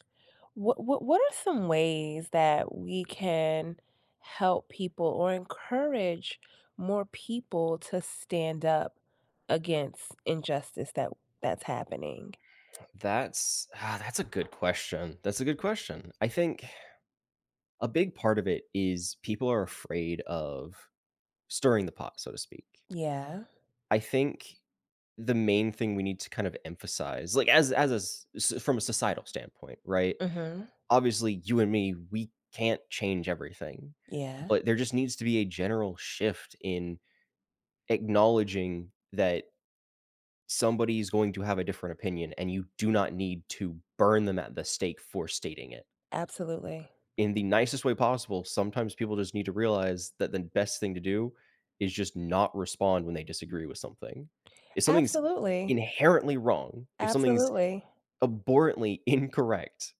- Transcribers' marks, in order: other background noise; sigh; stressed: "inherently"; laughing while speaking: "incorrect"
- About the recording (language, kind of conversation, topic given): English, unstructured, Why do some people stay silent when they see injustice?
- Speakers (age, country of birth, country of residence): 20-24, United States, United States; 45-49, United States, United States